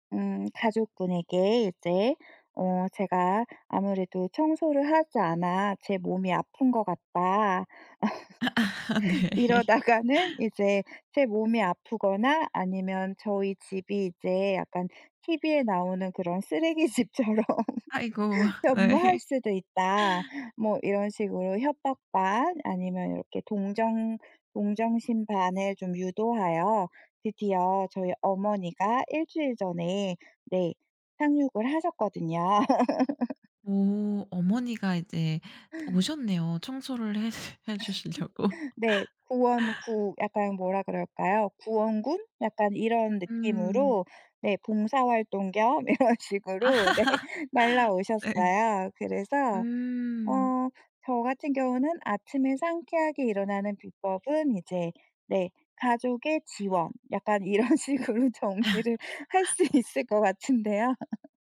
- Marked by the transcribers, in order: laugh; laughing while speaking: "이러다가는"; laughing while speaking: "아 네"; laughing while speaking: "쓰레기 집처럼"; laughing while speaking: "네"; laugh; other background noise; laugh; laughing while speaking: "해 해 주시려고"; laughing while speaking: "이런 식으로 네"; laugh; laughing while speaking: "이런 식으로 정리를 할 수 있을 것 같은데요"; laugh
- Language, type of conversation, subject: Korean, podcast, 아침에 상쾌하게 일어나는 비법이 뭐예요?